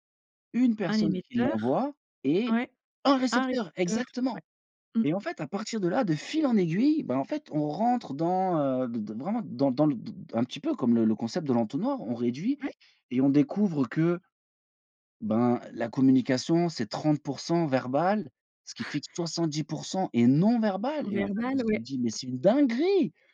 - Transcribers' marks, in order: stressed: "non verbale"; tapping; anticipating: "dinguerie"
- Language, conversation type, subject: French, podcast, Comment t’organises-tu pour étudier efficacement ?